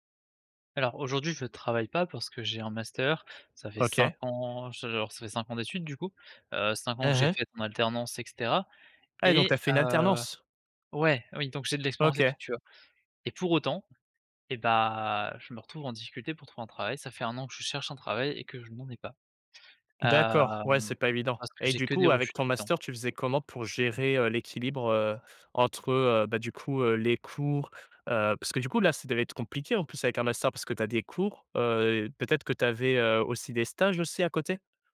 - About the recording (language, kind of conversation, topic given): French, podcast, Que signifie pour toi l’équilibre entre vie professionnelle et vie personnelle ?
- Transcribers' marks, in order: none